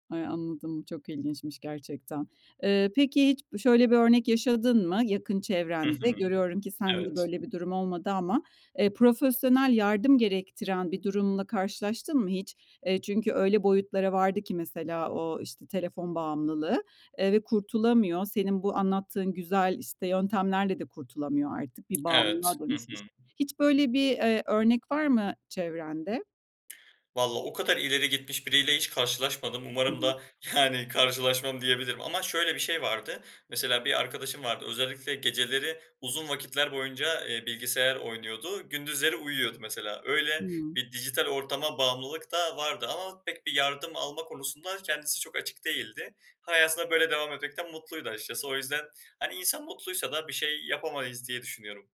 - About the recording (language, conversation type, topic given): Turkish, podcast, Dijital dikkat dağıtıcılarla başa çıkmak için hangi pratik yöntemleri kullanıyorsun?
- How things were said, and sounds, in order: other background noise; tapping